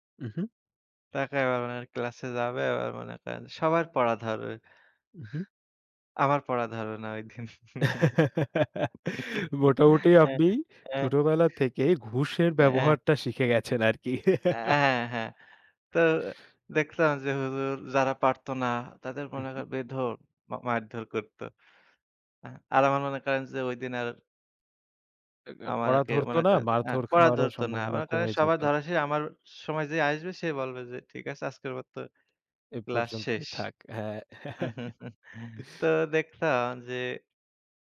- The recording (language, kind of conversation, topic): Bengali, unstructured, তোমার প্রিয় শিক্ষক কে এবং কেন?
- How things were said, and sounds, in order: laugh; laughing while speaking: "ঐদিন"; laugh; chuckle